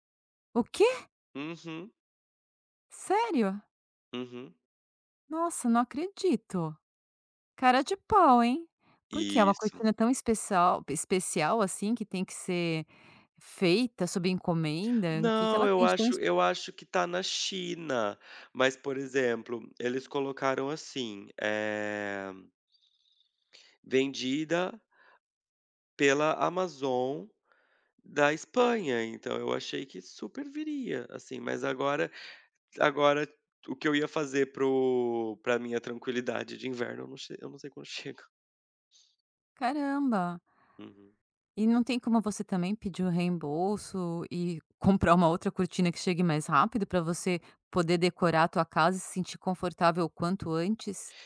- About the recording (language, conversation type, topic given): Portuguese, podcast, Como você organiza seu espaço em casa para ser mais produtivo?
- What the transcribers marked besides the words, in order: tapping; other background noise; laughing while speaking: "chega"